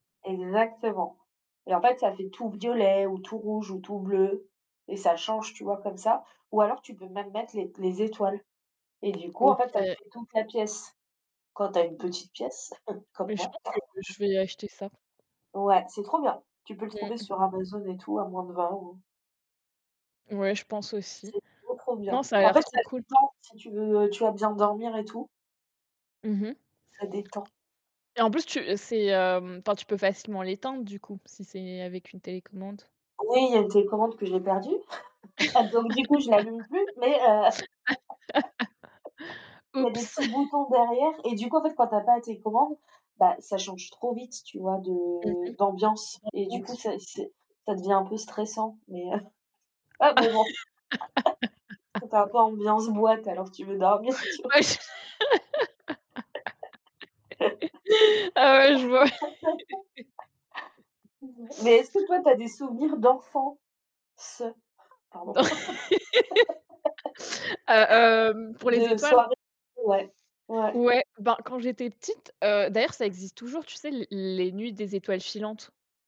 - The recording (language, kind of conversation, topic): French, unstructured, Préférez-vous les soirées d’hiver au coin du feu ou les soirées d’été sous les étoiles ?
- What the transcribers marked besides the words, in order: tapping; distorted speech; chuckle; laugh; chuckle; chuckle; laugh; unintelligible speech; laugh; chuckle; other background noise; laugh; chuckle; laughing while speaking: "tu vois ?"; laugh; laugh; stressed: "ce"; laugh; static